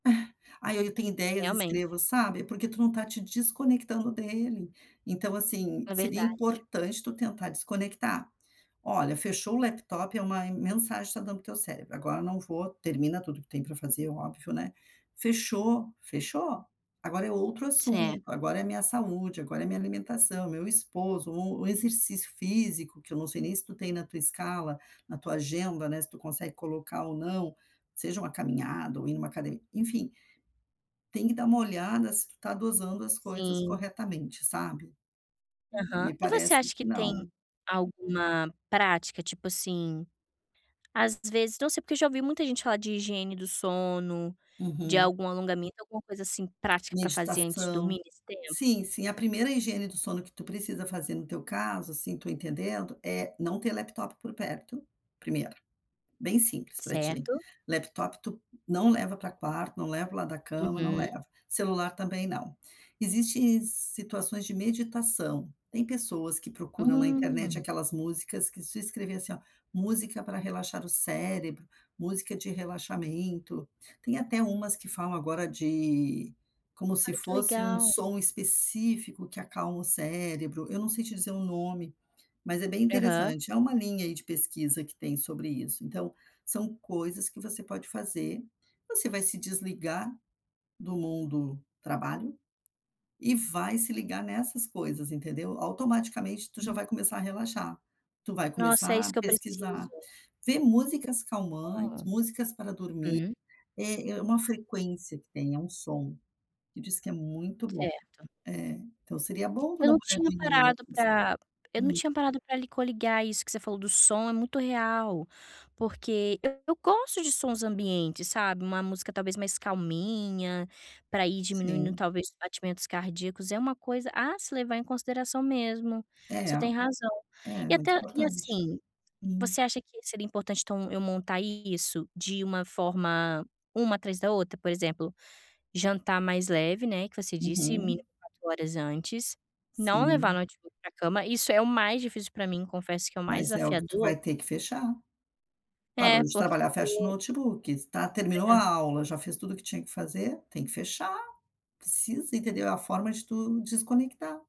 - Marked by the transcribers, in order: chuckle; tapping; other background noise
- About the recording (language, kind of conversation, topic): Portuguese, advice, Como a ansiedade atrapalha seu sono e seu descanso?